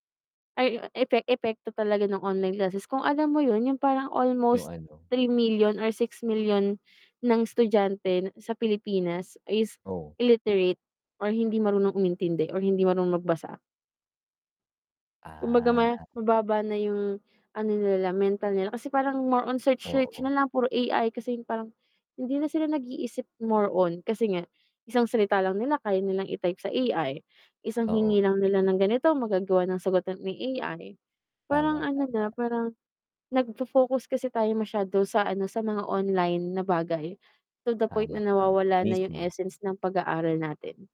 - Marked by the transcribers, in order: drawn out: "Ah"; distorted speech
- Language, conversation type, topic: Filipino, unstructured, Paano mo nakikita ang magiging hinaharap ng teknolohiya sa edukasyon?